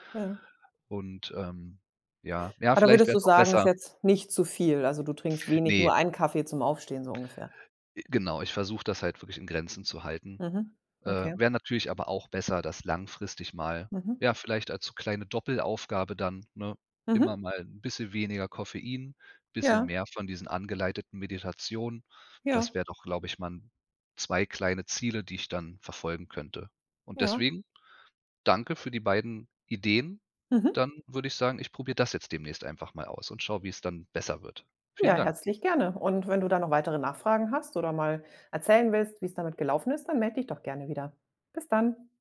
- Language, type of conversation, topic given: German, advice, Warum bin ich tagsüber müde und erschöpft, obwohl ich genug schlafe?
- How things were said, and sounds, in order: none